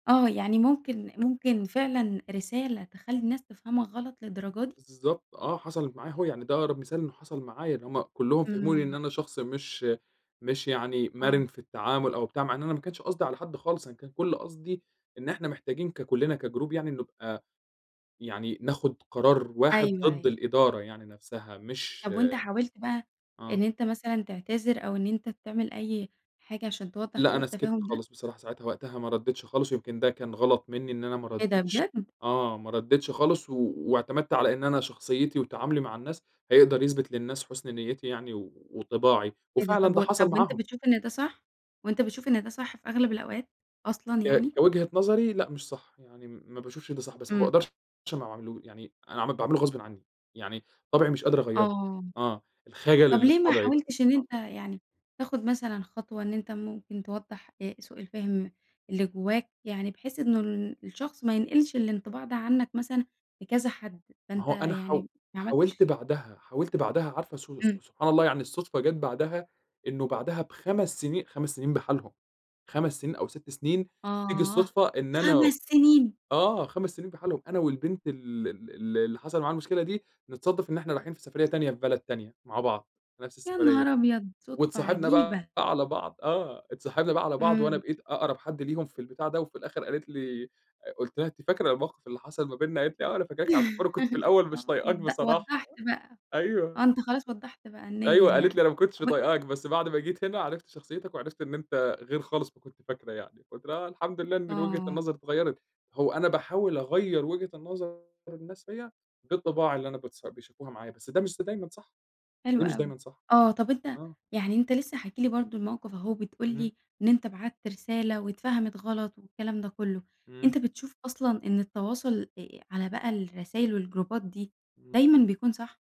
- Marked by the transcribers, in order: other noise; in English: "كجروب"; surprised: "خمس سنين!"; chuckle; in English: "والجروبات"
- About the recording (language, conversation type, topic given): Arabic, podcast, إزاي تتعامل مع مكالمة أو كلام فيه سوء فهم؟